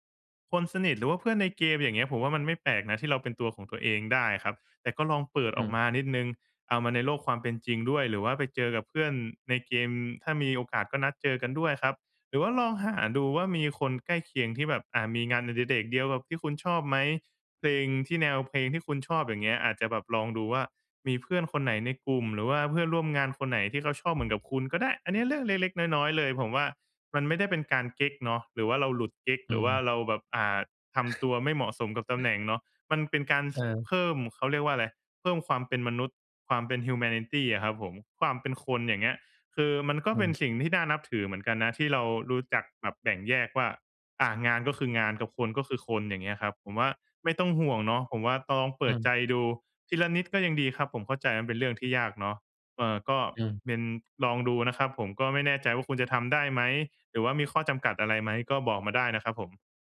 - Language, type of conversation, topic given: Thai, advice, ฉันจะรักษาความเป็นตัวของตัวเองท่ามกลางความคาดหวังจากสังคมและครอบครัวได้อย่างไรเมื่อรู้สึกสับสน?
- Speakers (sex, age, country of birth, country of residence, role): male, 25-29, Thailand, Thailand, advisor; male, 25-29, Thailand, Thailand, user
- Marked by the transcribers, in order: chuckle; in English: "humanity"